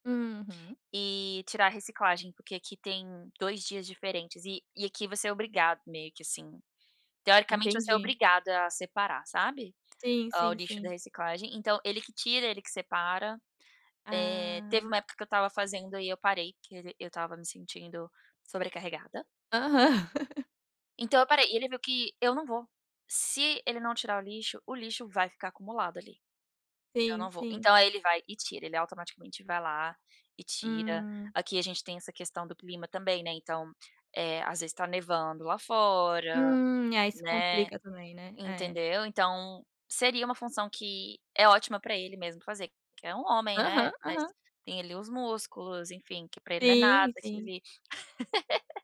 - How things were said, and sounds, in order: laugh; laugh
- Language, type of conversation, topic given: Portuguese, podcast, Qual é a melhor forma de pedir ajuda com as tarefas domésticas?